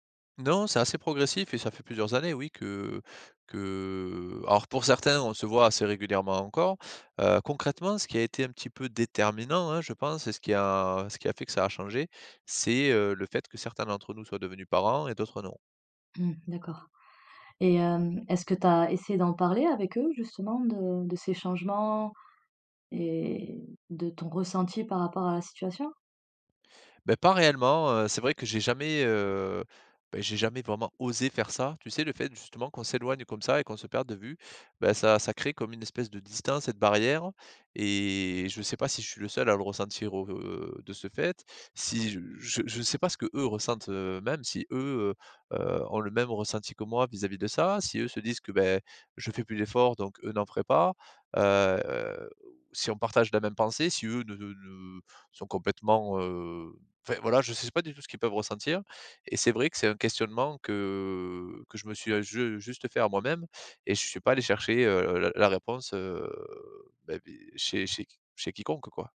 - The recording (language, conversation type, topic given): French, advice, Comment maintenir mes amitiés lorsque la dynamique du groupe change ?
- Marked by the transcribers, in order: drawn out: "que"; drawn out: "heu"; drawn out: "que"; drawn out: "heu"